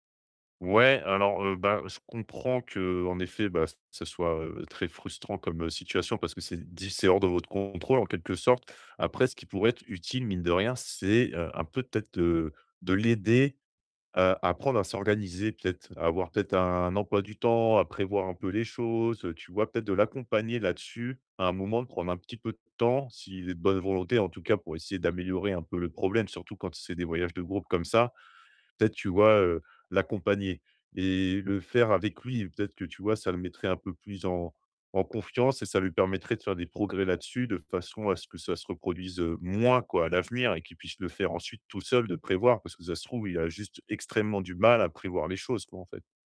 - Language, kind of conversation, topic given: French, advice, Que faire si un imprévu survient pendant mes vacances ?
- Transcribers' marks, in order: distorted speech; tapping; stressed: "moins"